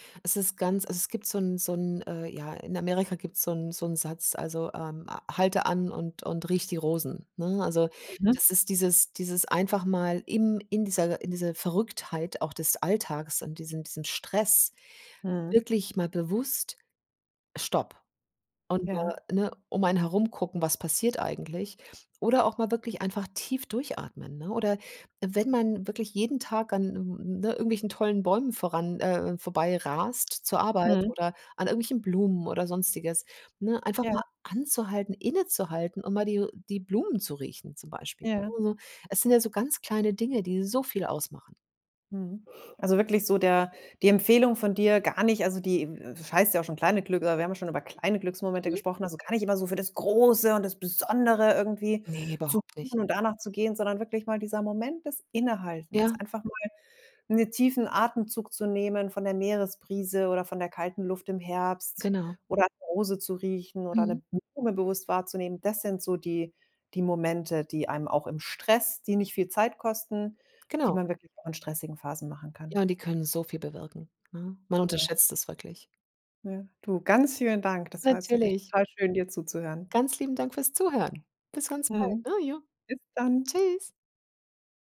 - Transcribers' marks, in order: put-on voice: "das Große und das Besondere"
- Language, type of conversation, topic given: German, podcast, Wie findest du kleine Glücksmomente im Alltag?